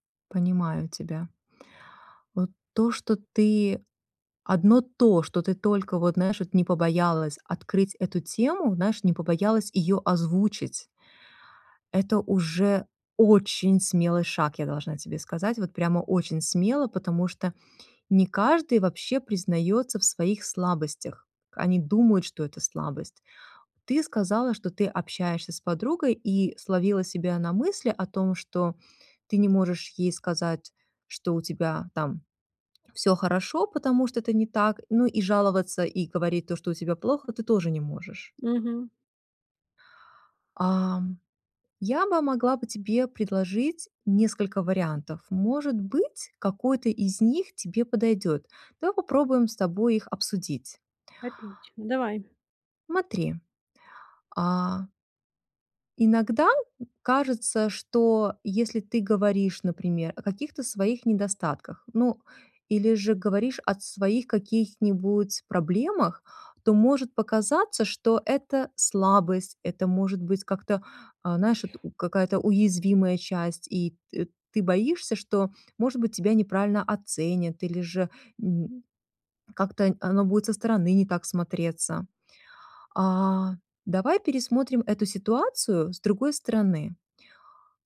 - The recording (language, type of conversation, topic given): Russian, advice, Как справиться со страхом, что другие осудят меня из-за неловкой ошибки?
- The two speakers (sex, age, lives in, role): female, 35-39, United States, user; female, 40-44, United States, advisor
- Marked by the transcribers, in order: other background noise; tapping; other noise